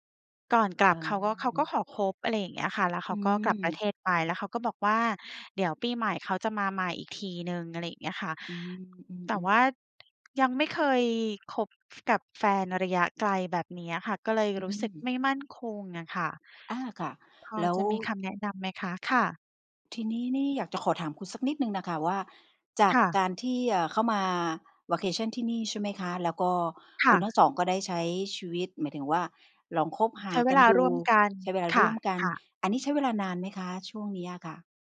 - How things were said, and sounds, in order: in English: "vacation"
- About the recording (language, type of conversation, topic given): Thai, advice, ความสัมพันธ์ระยะไกลทำให้คุณรู้สึกไม่มั่นคงอย่างไร?